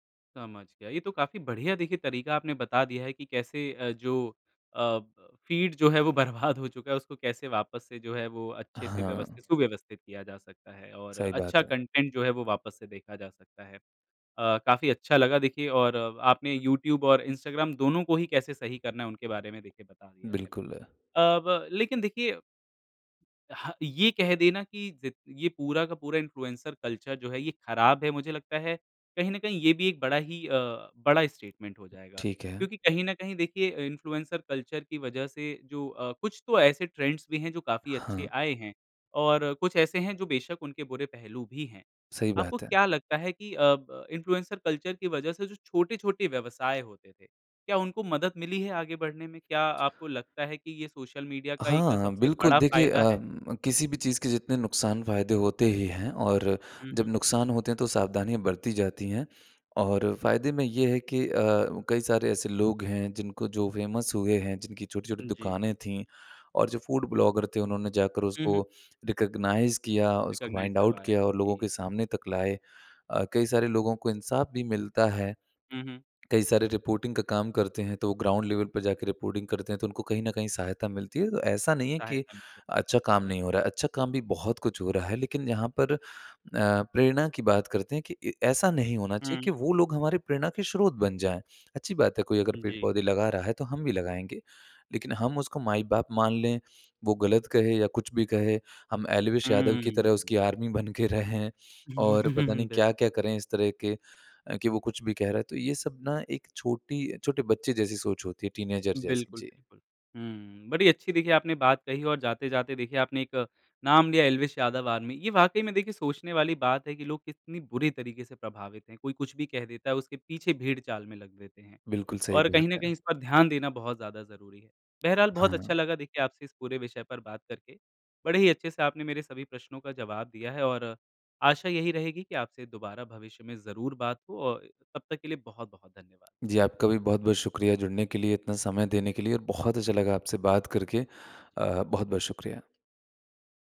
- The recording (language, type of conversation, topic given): Hindi, podcast, इन्फ्लुएंसर संस्कृति ने हमारी रोज़मर्रा की पसंद को कैसे बदल दिया है?
- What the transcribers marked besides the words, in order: laughing while speaking: "बर्बाद"; in English: "कंटेंट"; in English: "इन्फ्लुएंसर कल्चर"; in English: "स्टेटमेंट"; in English: "इन्फ्लुएंसर कल्चर"; in English: "ट्रेंड्स"; in English: "इन्फ्लुएंस कल्चर"; tapping; in English: "फ़ेमस"; in English: "फूड ब्लॉगर"; in English: "रिकग्नाइज़"; in English: "फाइंड आउट"; in English: "रिकग्नाइज़"; in English: "रिपोर्टिंग"; in English: "ग्राउंड लेवल"; in English: "रिपोर्टिंग"; laughing while speaking: "बन के रहें"; chuckle; in English: "टीनएजर"; other background noise; other noise